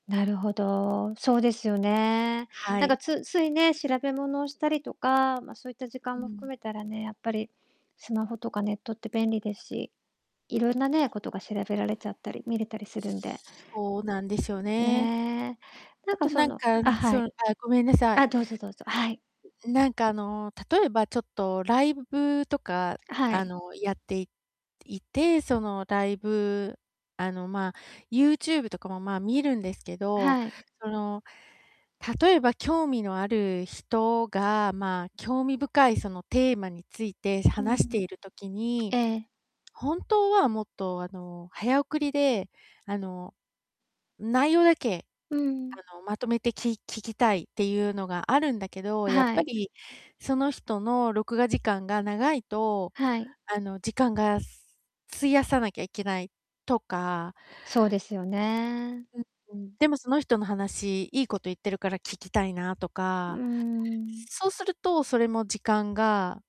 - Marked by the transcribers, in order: distorted speech; static; other background noise
- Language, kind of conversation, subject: Japanese, advice, スマホやネットがやめられず、生活にどんな影響が出ていますか？